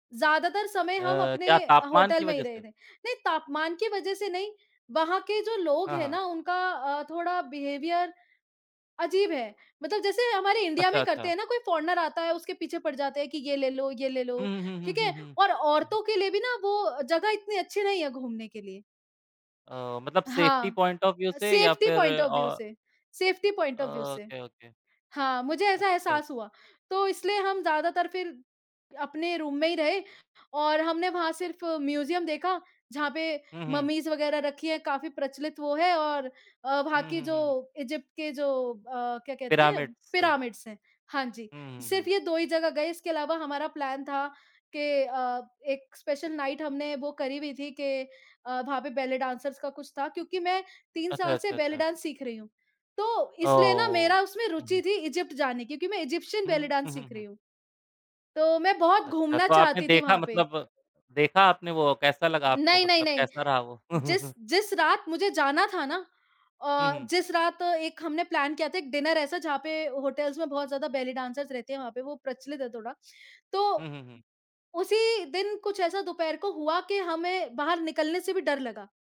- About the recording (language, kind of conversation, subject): Hindi, unstructured, क्या यात्रा आपके लिए आराम का जरिया है या रोमांच का?
- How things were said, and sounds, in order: in English: "बिहेवियर"; in English: "फ़ॉरेनर"; in English: "सेफ्टी पॉइंट ऑफ व्यू"; in English: "सेफ्टी पॉइंट ऑफ व्यू से, सेफ्टी पॉइंट ऑफ व्यू से"; in English: "ओके, ओके"; in English: "रूम"; in English: "म्यूज़ियम"; in English: "मम्मीज़"; in English: "पिरामिड्स"; in English: "प्लान"; in English: "स्पेशल नाइट"; in English: "बुक"; in English: "डांसर्स"; in English: "डांस"; in English: "डांस"; chuckle; in English: "प्लान"; in English: "डिनर"; in English: "होटल्स"; in English: "डांसर्स"